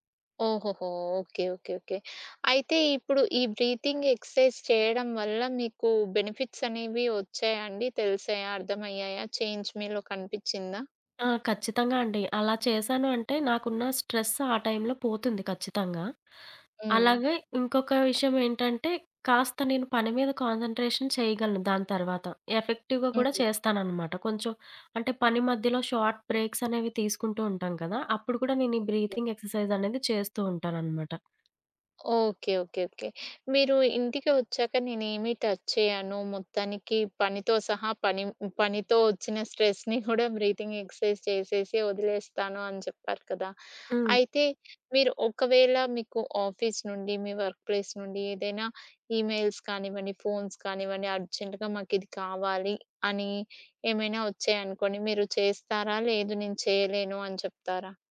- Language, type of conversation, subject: Telugu, podcast, పని తర్వాత మానసికంగా రిలాక్స్ కావడానికి మీరు ఏ పనులు చేస్తారు?
- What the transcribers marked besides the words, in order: in English: "బ్రీతింగ్ ఎక్సర్సైజ్"; in English: "బెనిఫిట్స్"; in English: "చేంజ్"; in English: "స్ట్రెస్"; in English: "కాన్సంట్రేషన్"; in English: "ఎఫెక్టివ్‌గా"; in English: "షార్ట్ బ్రేక్స్"; in English: "బ్రీతింగ్ ఎక్సర్సైజ్"; tapping; in English: "టచ్"; in English: "స్ట్రెస్‌ని"; in English: "బ్రీతింగ్ ఎక్సర్సైజ్"; in English: "వర్క్‌ప్లేస్"; in English: "ఈమెయిల్స్"; in English: "ఫోన్స్"; in English: "అర్జెంట్‌గా"